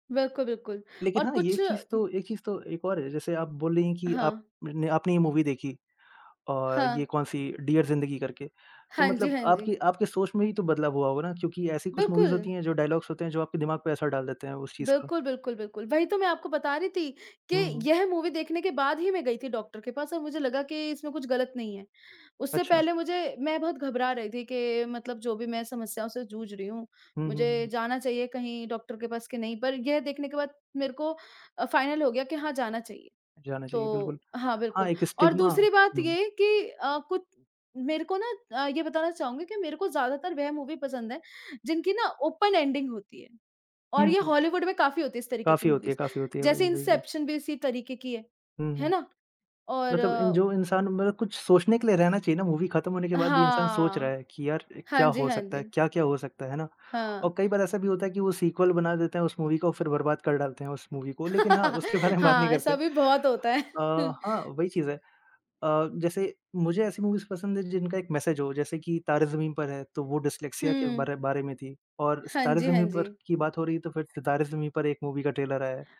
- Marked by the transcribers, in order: in English: "मूवी"; in English: "मूवीज़"; in English: "डायलॉग्स"; in English: "मूवी"; in English: "फ़ाइनल"; in English: "स्टिग्मा"; in English: "मूवी"; in English: "ओपन एंडिंग"; in English: "मूवीज़"; tapping; in English: "मूवी"; in English: "सीक्वल"; in English: "मूवी"; laugh; laughing while speaking: "हाँ ऐसा भी बहुत होता है"; in English: "मूवी"; laughing while speaking: "उसके बारे में बात नहीं करते"; chuckle; in English: "मूवीज़"; in English: "मैसेज"; in English: "मूवी"; in English: "ट्रेलर"
- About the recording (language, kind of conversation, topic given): Hindi, unstructured, आपको कौन सी फिल्म सबसे ज़्यादा यादगार लगी है?